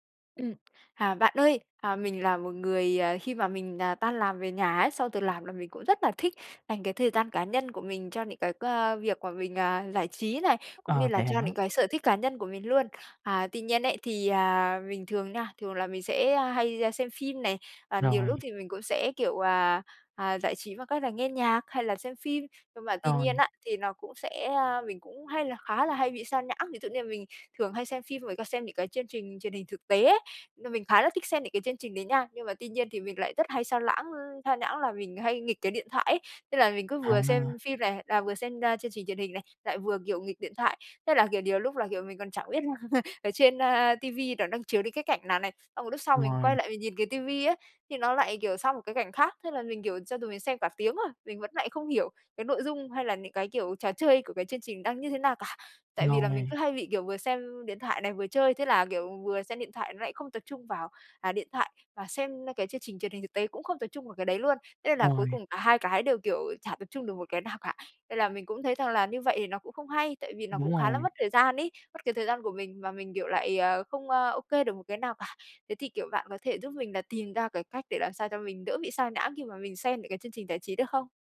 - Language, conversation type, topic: Vietnamese, advice, Làm sao để tránh bị xao nhãng khi xem phim hoặc nghe nhạc ở nhà?
- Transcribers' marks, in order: tapping; other background noise; chuckle